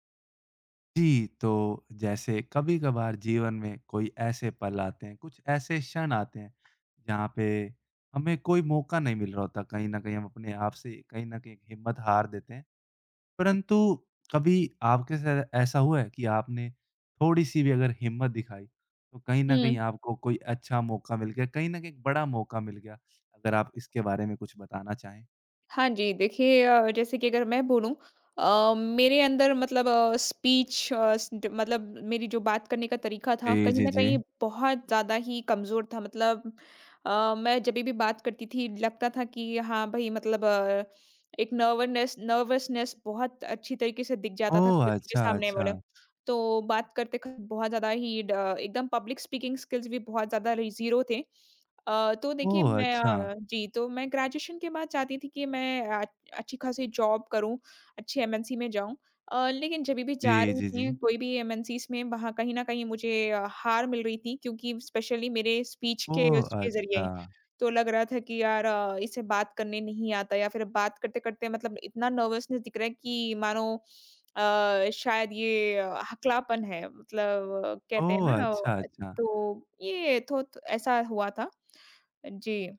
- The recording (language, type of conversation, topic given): Hindi, podcast, क्या कभी किसी छोटी-सी हिम्मत ने आपको कोई बड़ा मौका दिलाया है?
- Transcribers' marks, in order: in English: "स्पीच"; in English: "नर्वननेस नर्वसनेस"; unintelligible speech; in English: "पब्लिक स्पीकिंग स्किल्स"; in English: "ज़ीरो"; in English: "ग्रेजुएशन"; in English: "जॉब"; in English: "एमएनसी"; in English: "एमएनसीज़"; in English: "स्पेशली"; in English: "स्पीच"; in English: "नर्वसनेस"